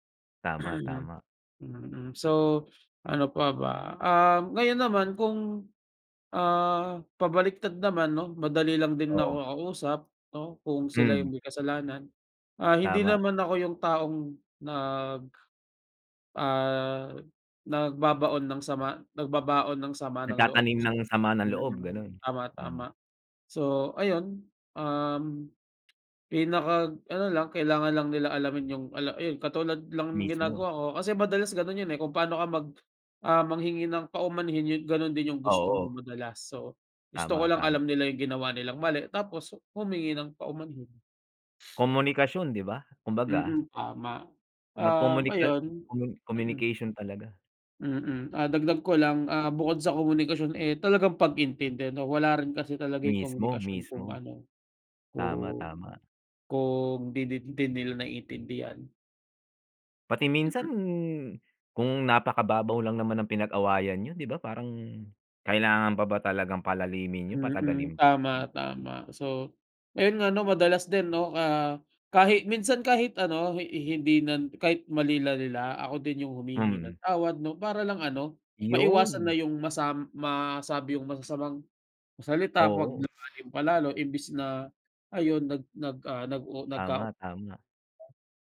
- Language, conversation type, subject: Filipino, unstructured, Paano mo nilulutas ang mga tampuhan ninyo ng kaibigan mo?
- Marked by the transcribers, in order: cough